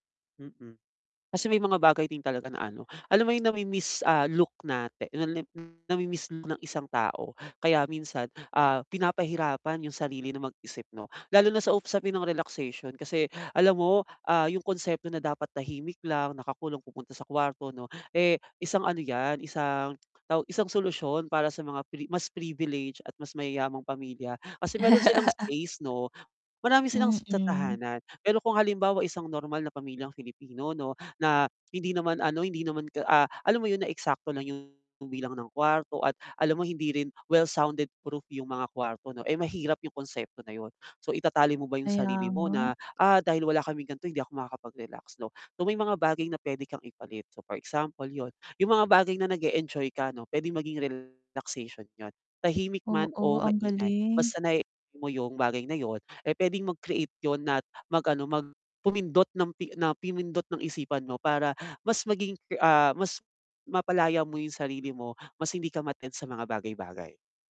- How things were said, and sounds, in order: tapping; distorted speech; tsk; laugh; in English: "well sounded proof"; static
- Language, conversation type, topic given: Filipino, advice, Paano ako makakarelaks sa bahay kahit maraming gawain at abala?
- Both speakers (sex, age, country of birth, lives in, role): female, 30-34, Philippines, Philippines, user; male, 25-29, Philippines, Philippines, advisor